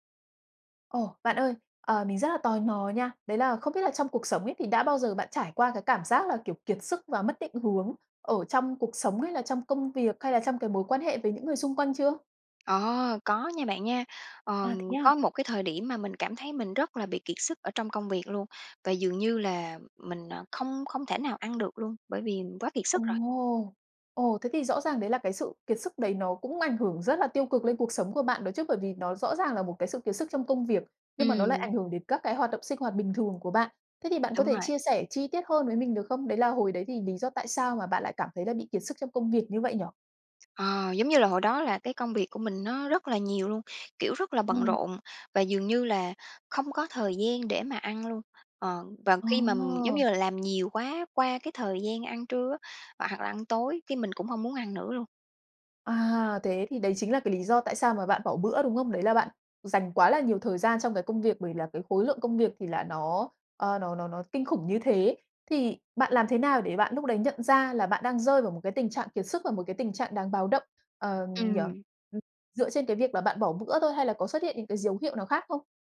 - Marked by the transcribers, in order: tapping
- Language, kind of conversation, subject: Vietnamese, podcast, Bạn nhận ra mình sắp kiệt sức vì công việc sớm nhất bằng cách nào?